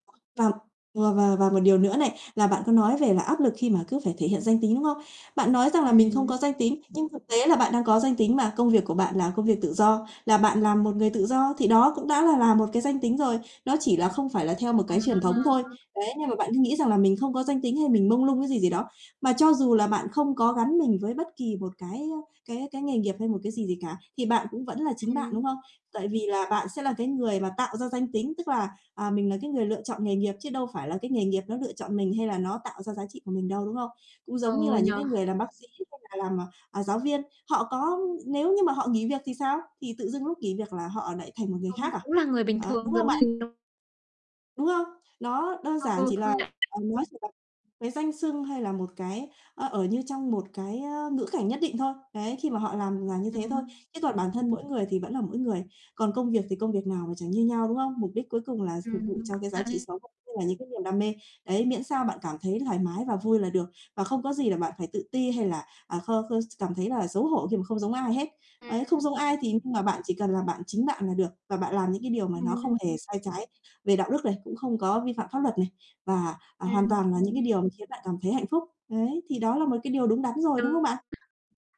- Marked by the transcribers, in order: other background noise; distorted speech; static; background speech; unintelligible speech
- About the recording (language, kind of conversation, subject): Vietnamese, advice, Làm sao để bạn vững vàng trước áp lực xã hội về danh tính của mình?